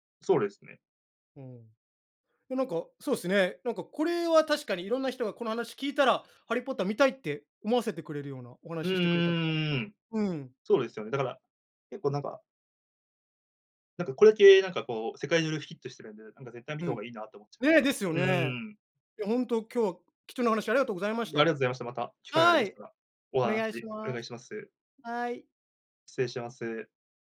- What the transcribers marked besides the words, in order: none
- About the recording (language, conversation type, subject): Japanese, podcast, 最近好きな映画について、どんなところが気に入っているのか教えてくれますか？